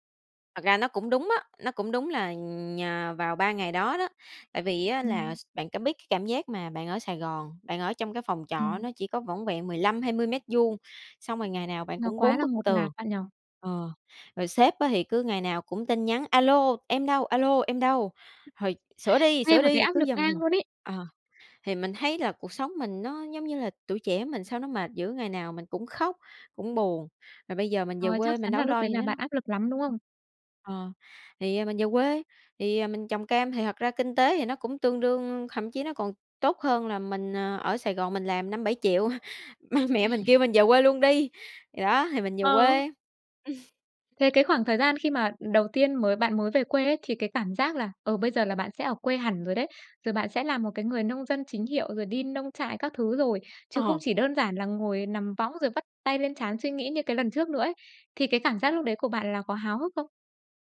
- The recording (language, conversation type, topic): Vietnamese, podcast, Bạn có thể kể về một lần bạn tìm được một nơi yên tĩnh để ngồi lại và suy nghĩ không?
- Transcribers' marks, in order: other background noise; laugh; laughing while speaking: "Mà mẹ mình kêu"; laugh; tapping